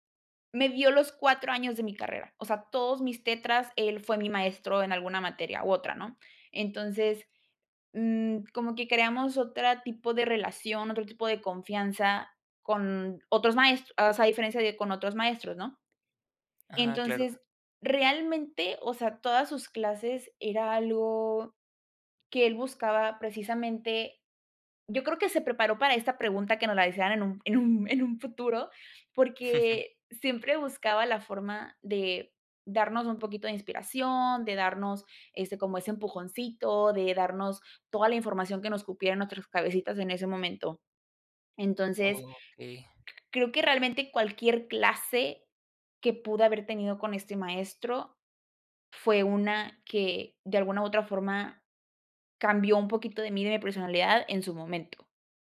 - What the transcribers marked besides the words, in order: chuckle
- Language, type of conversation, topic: Spanish, podcast, ¿Cuál fue una clase que te cambió la vida y por qué?